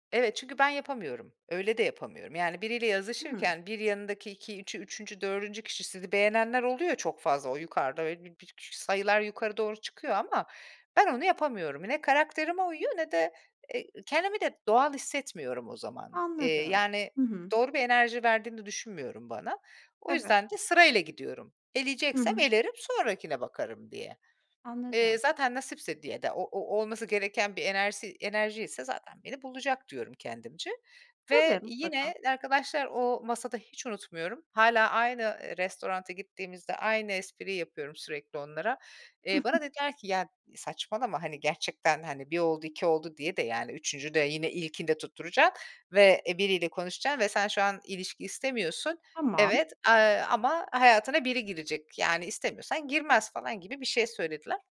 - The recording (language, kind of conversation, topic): Turkish, podcast, Sence sosyal medyada dürüst olmak, gerçek hayatta dürüst olmaktan farklı mı?
- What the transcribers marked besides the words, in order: "restorana" said as "restotanta"; chuckle